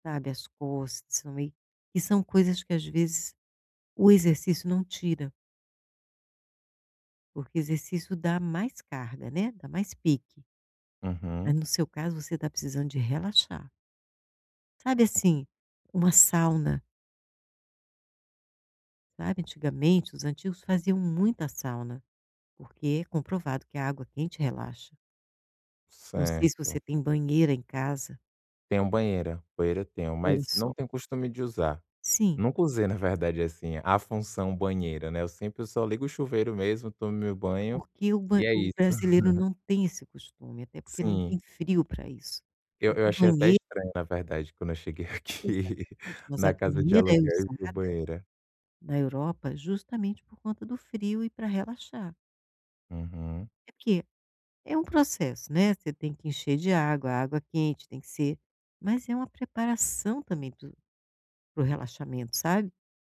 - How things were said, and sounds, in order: chuckle; laughing while speaking: "aqui"
- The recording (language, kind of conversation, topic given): Portuguese, advice, Por que não consigo relaxar em casa quando tenho pensamentos acelerados?